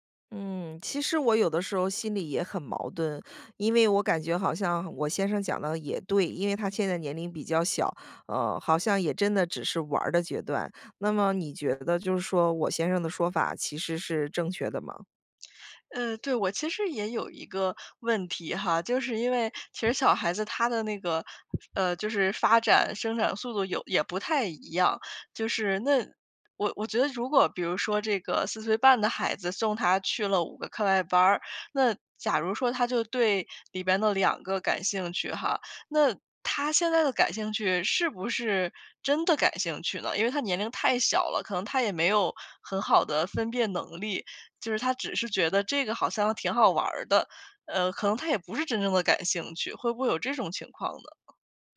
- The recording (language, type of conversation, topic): Chinese, advice, 我该如何描述我与配偶在育儿方式上的争执？
- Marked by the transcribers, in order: other background noise